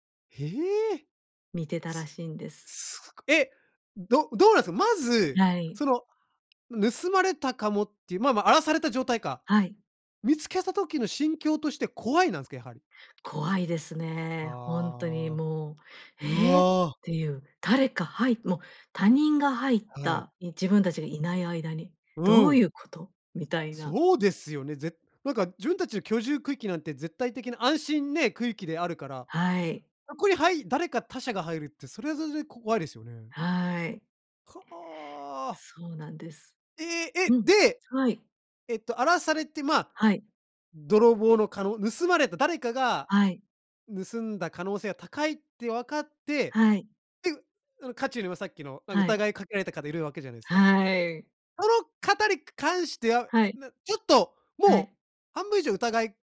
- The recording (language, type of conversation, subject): Japanese, podcast, どうやって失敗を乗り越えましたか？
- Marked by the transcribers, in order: other background noise